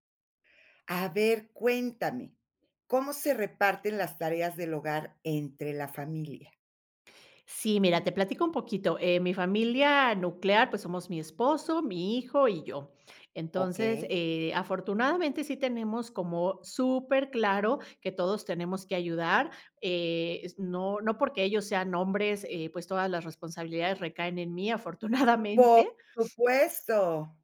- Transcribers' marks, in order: chuckle; tapping
- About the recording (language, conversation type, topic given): Spanish, podcast, ¿Cómo se reparten las tareas del hogar entre los miembros de la familia?